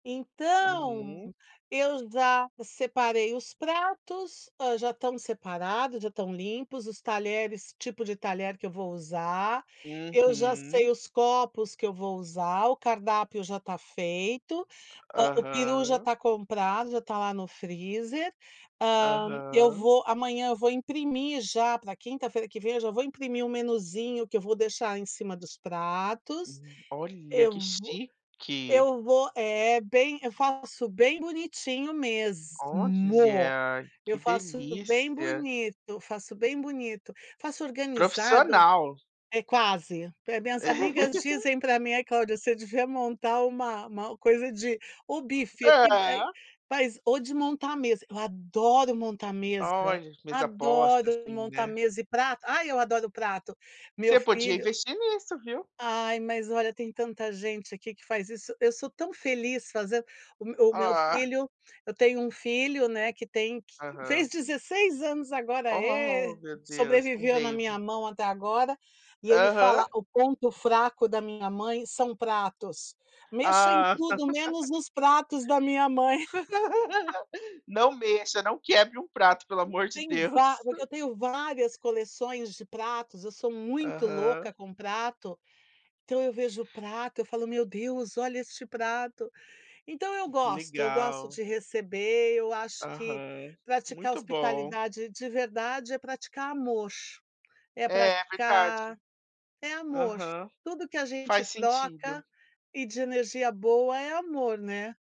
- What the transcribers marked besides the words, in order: stressed: "mesmo"; laugh; laugh; chuckle
- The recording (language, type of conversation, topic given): Portuguese, podcast, Como se pratica hospitalidade na sua casa?